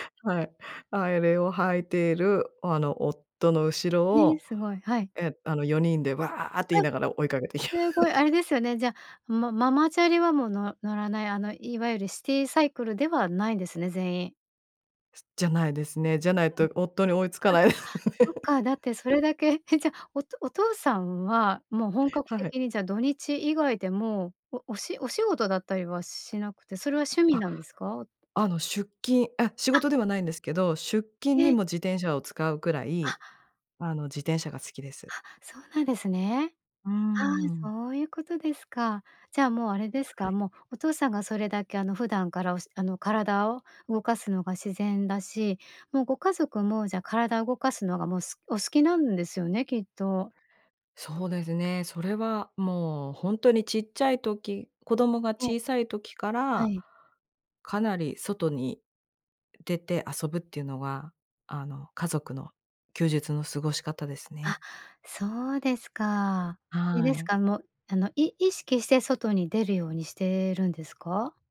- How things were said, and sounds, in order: laughing while speaking: "追いかけていきま"; laugh
- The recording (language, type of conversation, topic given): Japanese, podcast, 週末はご家族でどんなふうに過ごすことが多いですか？